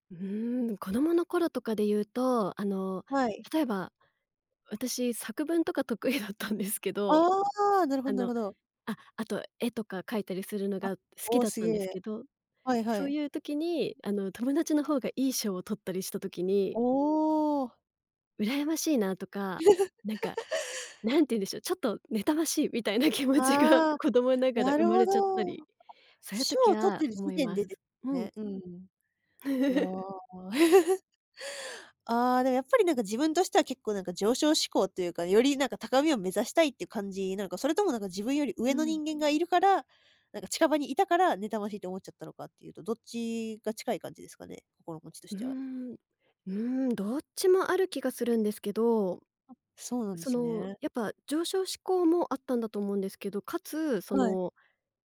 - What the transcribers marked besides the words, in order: laughing while speaking: "得意だったんですけど"; other background noise; chuckle; laughing while speaking: "気持ちが"; chuckle; tapping
- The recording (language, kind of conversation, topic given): Japanese, podcast, 他人と比べないようにするには、どうすればいいですか？